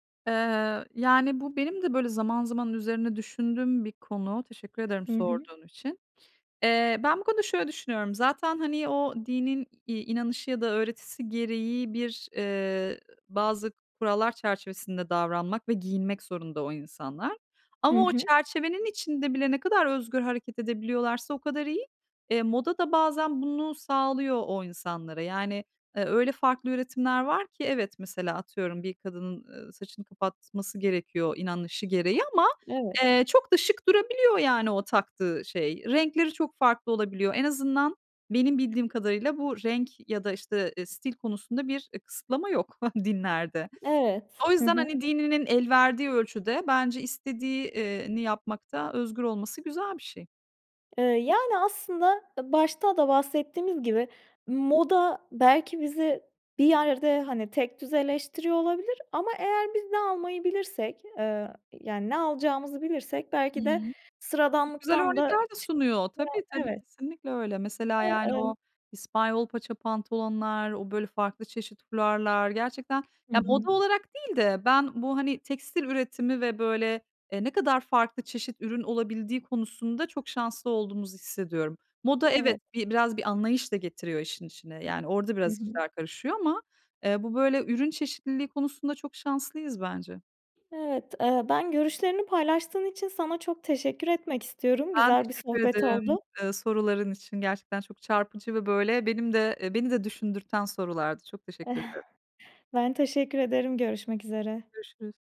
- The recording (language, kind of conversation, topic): Turkish, podcast, Kendi stilini geliştirmek isteyen birine vereceğin ilk ve en önemli tavsiye nedir?
- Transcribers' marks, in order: other background noise; tapping; giggle; unintelligible speech; unintelligible speech